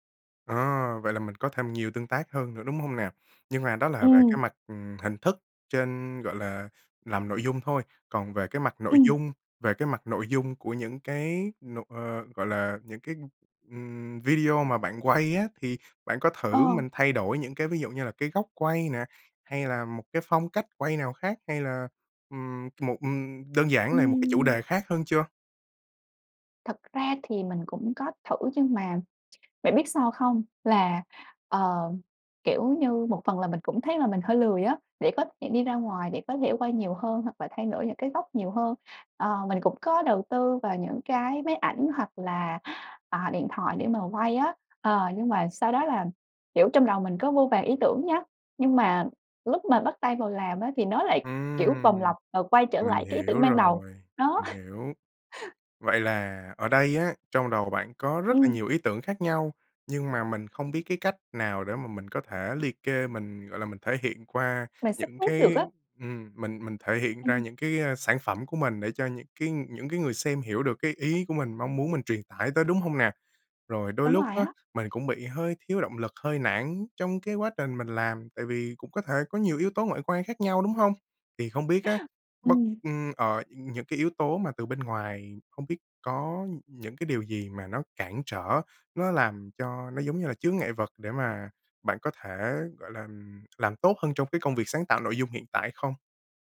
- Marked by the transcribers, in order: tapping; other background noise; laugh; laugh
- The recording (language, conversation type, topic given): Vietnamese, advice, Cảm thấy bị lặp lại ý tưởng, muốn đổi hướng nhưng bế tắc